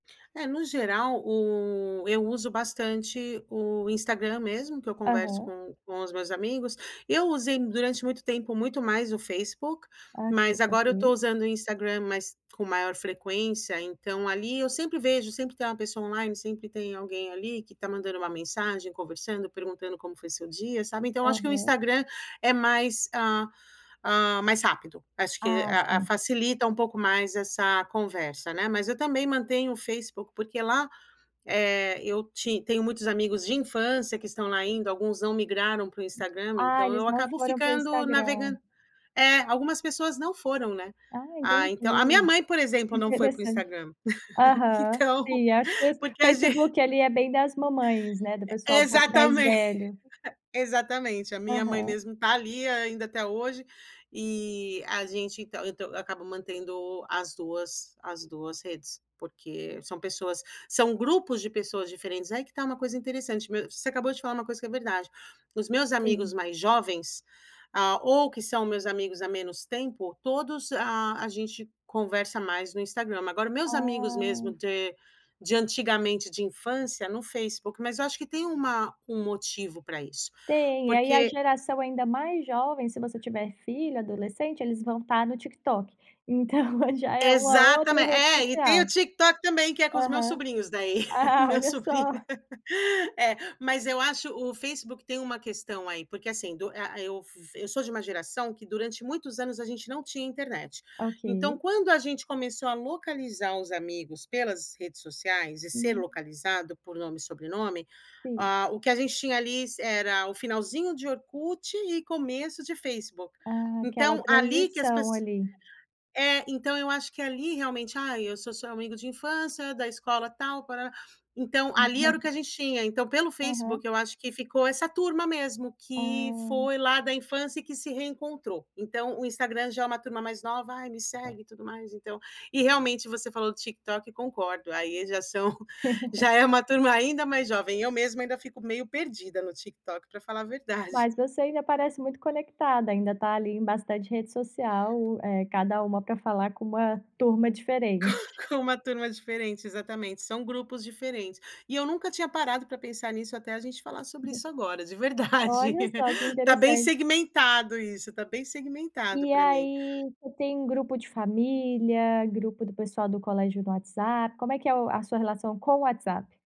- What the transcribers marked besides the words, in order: unintelligible speech; tapping; laugh; laughing while speaking: "E exatamen"; laugh; laughing while speaking: "Meu sobrinho"; unintelligible speech; laugh; laugh; unintelligible speech; laugh
- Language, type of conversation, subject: Portuguese, podcast, Que papel as redes sociais têm nas suas relações?